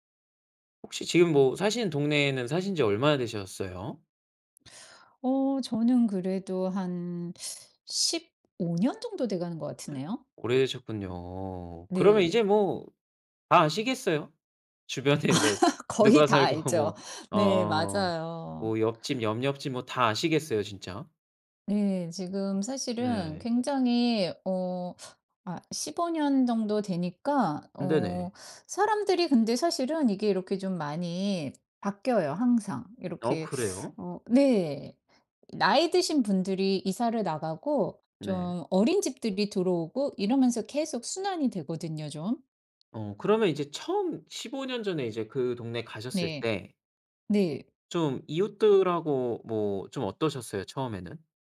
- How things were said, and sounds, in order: laughing while speaking: "주변에 뭐 누가 살고 뭐"; laugh; laughing while speaking: "거의 다 알죠"; other background noise
- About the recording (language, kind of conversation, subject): Korean, podcast, 새 이웃을 환영하는 현실적 방법은 뭐가 있을까?